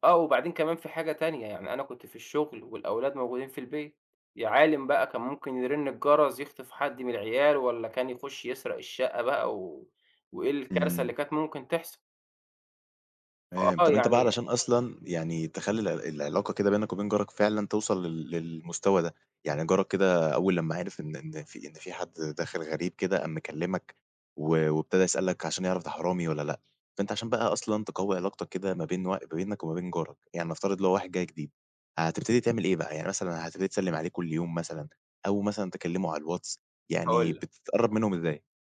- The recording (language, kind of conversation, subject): Arabic, podcast, إزاي نبني جوّ أمان بين الجيران؟
- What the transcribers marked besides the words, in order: other background noise